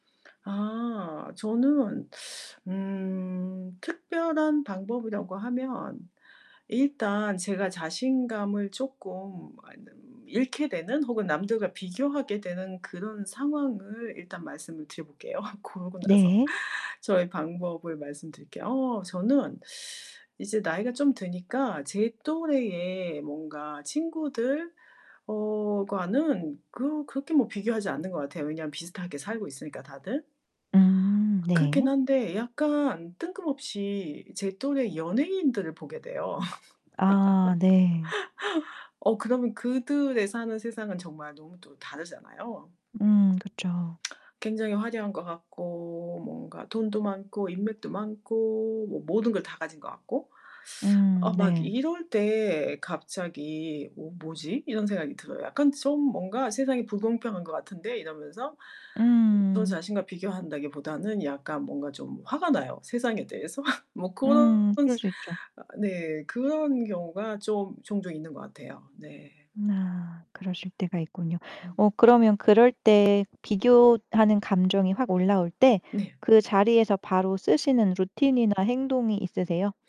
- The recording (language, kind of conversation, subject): Korean, podcast, 다른 사람과 비교할 때 자신감을 지키는 비결은 뭐예요?
- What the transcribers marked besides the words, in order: other noise; laughing while speaking: "드려 볼게요"; other background noise; laugh; lip smack; laugh; distorted speech; background speech; in English: "루틴이나"